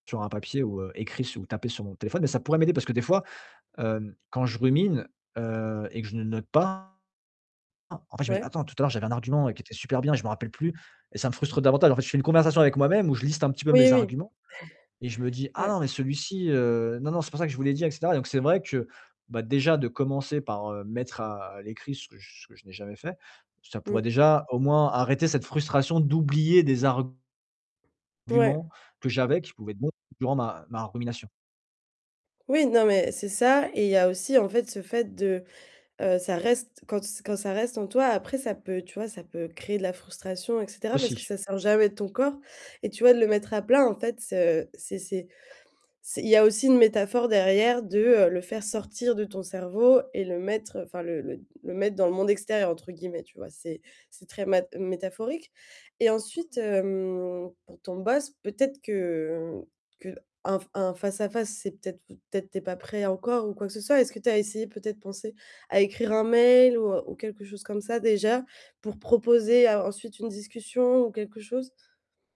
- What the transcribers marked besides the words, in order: distorted speech; static; tapping
- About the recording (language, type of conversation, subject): French, advice, Comment puis-je arrêter de ruminer et commencer à agir ?